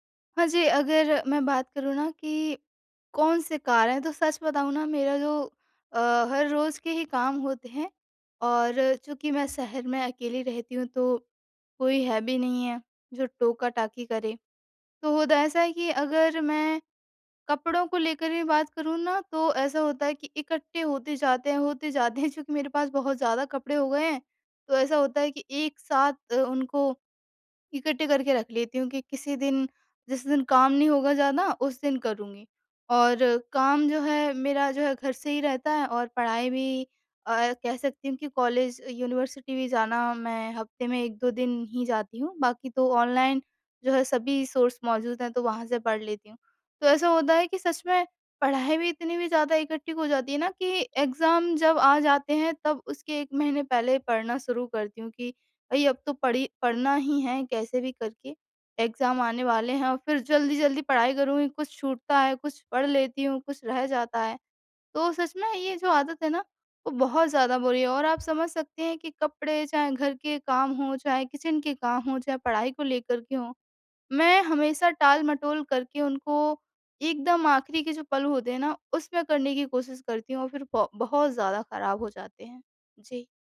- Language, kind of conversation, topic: Hindi, advice, मैं काम टालने और हर बार आख़िरी पल में घबराने की आदत को कैसे बदल सकता/सकती हूँ?
- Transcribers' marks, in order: in English: "यूनिवर्सिटी"; in English: "सोर्स"; in English: "एग्ज़ाम"; in English: "एग्ज़ाम"; in English: "किचन"